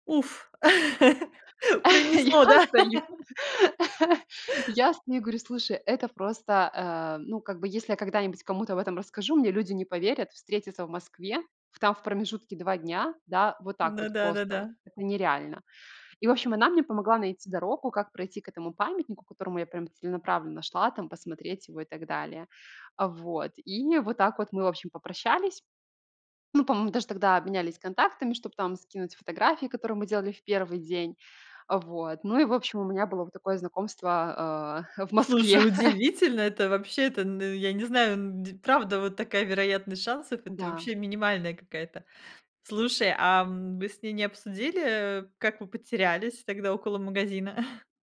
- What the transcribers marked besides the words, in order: laugh; laughing while speaking: "Я стою"; chuckle; laugh; tapping; laughing while speaking: "Москве"; chuckle
- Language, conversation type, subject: Russian, podcast, Как ты познакомился(ась) с незнакомцем, который помог тебе найти дорогу?